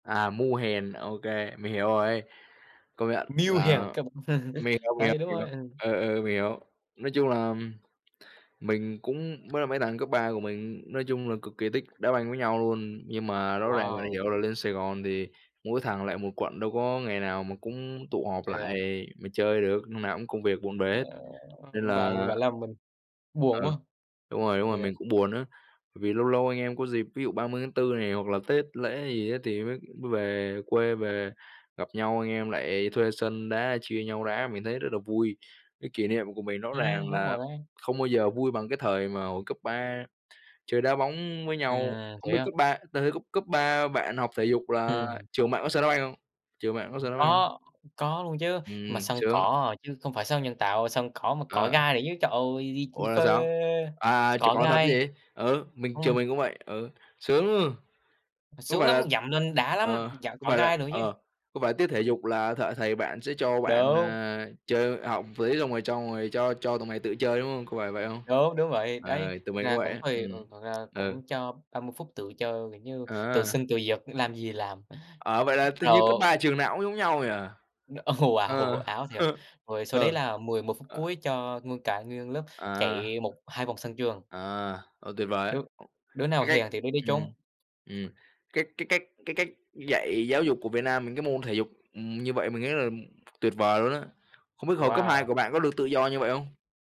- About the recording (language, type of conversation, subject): Vietnamese, unstructured, Bạn có kỷ niệm vui nào khi chơi thể thao không?
- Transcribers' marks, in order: chuckle; tapping; unintelligible speech; other noise; unintelligible speech; other background noise; unintelligible speech; drawn out: "phê!"; laughing while speaking: "Ồ"; chuckle